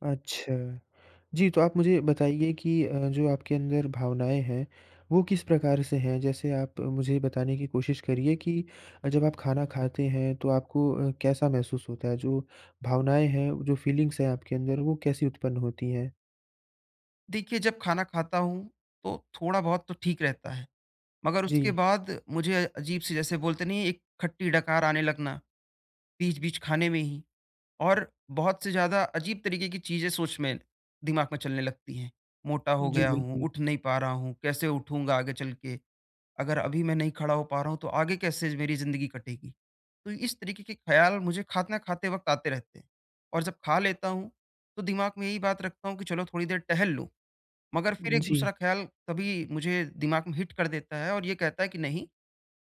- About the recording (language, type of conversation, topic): Hindi, advice, मैं अपनी भूख और तृप्ति के संकेत कैसे पहचानूं और समझूं?
- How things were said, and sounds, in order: in English: "फीलिंग्स"; in English: "हिट"